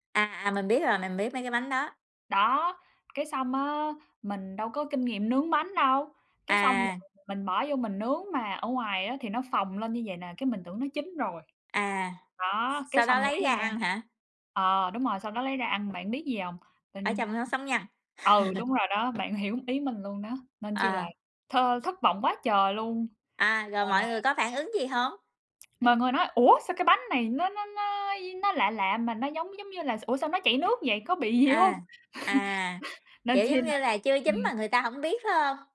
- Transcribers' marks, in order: tapping; other background noise; chuckle; chuckle
- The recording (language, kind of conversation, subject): Vietnamese, unstructured, Món ăn nào bạn thường nấu khi có khách đến chơi?